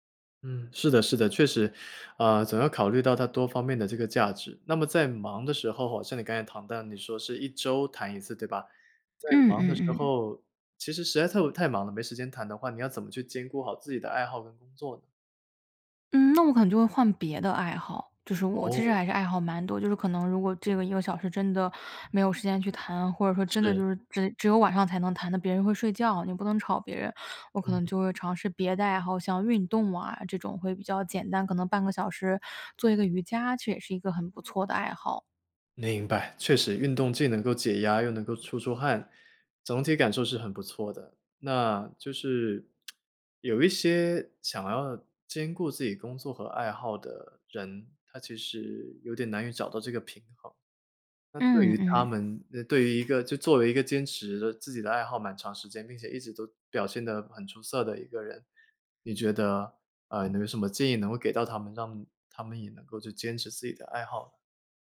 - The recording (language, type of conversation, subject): Chinese, podcast, 你平常有哪些能让你开心的小爱好？
- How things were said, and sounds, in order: "谈" said as "唐"; tapping; other background noise; lip smack